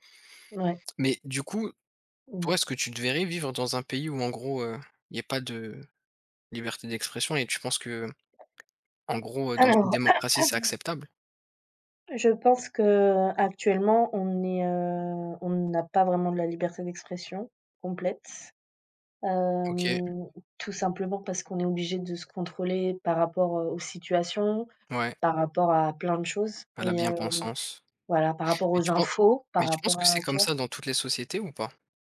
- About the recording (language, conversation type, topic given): French, unstructured, Accepteriez-vous de vivre sans liberté d’expression pour garantir la sécurité ?
- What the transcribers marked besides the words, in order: tapping; throat clearing